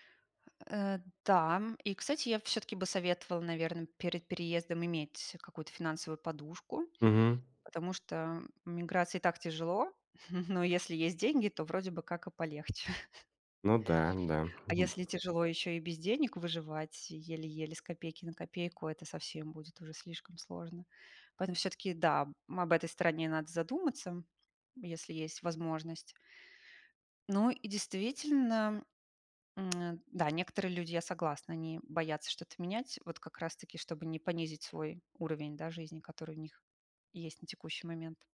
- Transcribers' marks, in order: chuckle; other background noise; chuckle; other noise; tapping
- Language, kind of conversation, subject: Russian, podcast, Что вы выбираете — стабильность или перемены — и почему?